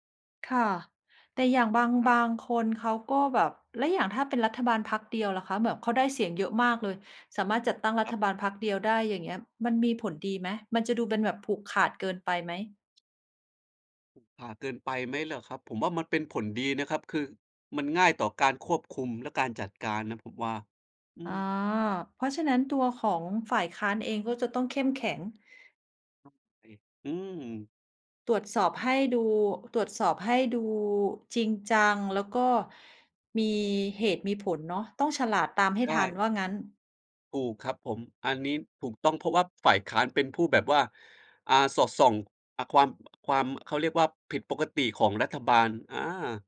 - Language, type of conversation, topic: Thai, unstructured, คุณคิดว่าการเลือกตั้งมีความสำคัญแค่ไหนต่อประเทศ?
- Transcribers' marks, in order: unintelligible speech